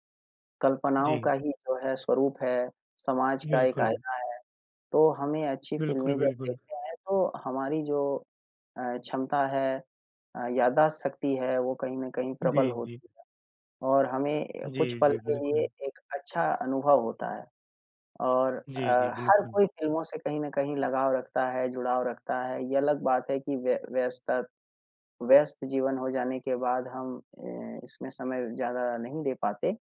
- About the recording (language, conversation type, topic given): Hindi, unstructured, क्या किसी फिल्म ने आपके यात्रा करने के सपनों को प्रेरित किया है?
- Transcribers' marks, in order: none